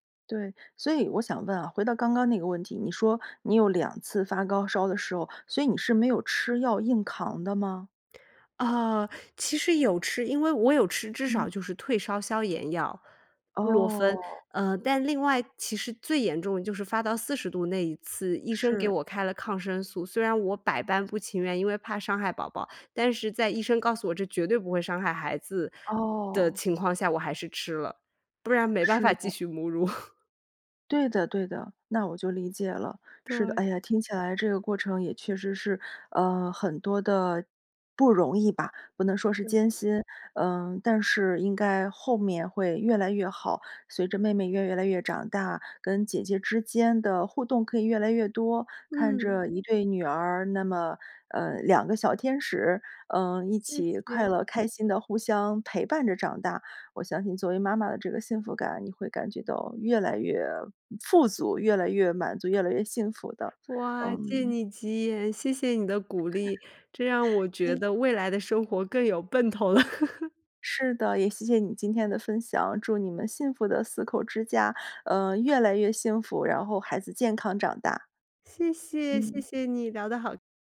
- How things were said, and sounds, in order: chuckle; laugh; laughing while speaking: "奔头了"; laugh
- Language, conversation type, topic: Chinese, podcast, 当父母后，你的生活有哪些变化？